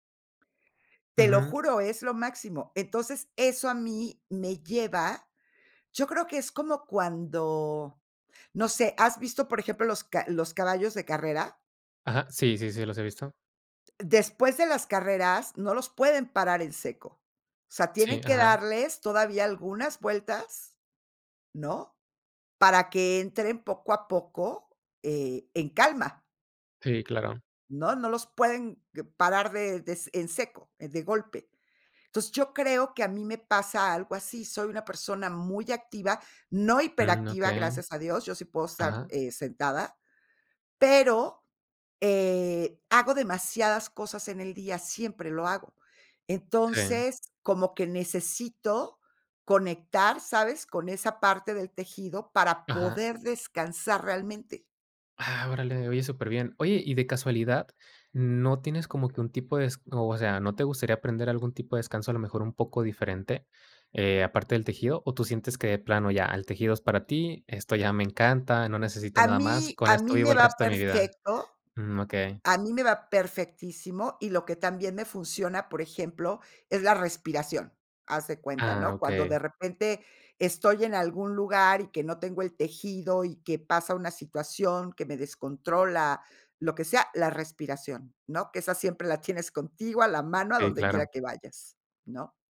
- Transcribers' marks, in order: other noise
- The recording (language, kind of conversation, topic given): Spanish, podcast, ¿Cómo te permites descansar sin culpa?